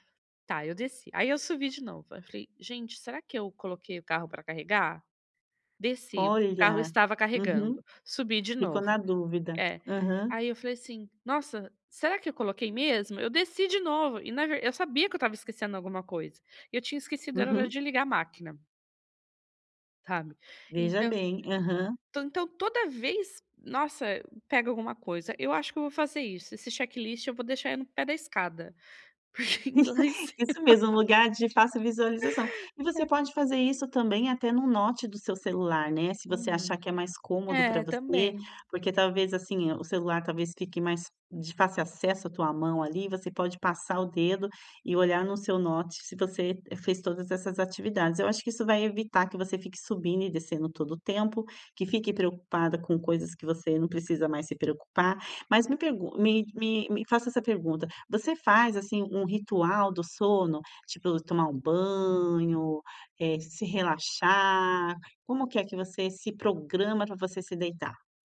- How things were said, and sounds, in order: laughing while speaking: "porque ir lá em cima"; laugh
- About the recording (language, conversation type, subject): Portuguese, advice, Como posso desacelerar de forma simples antes de dormir?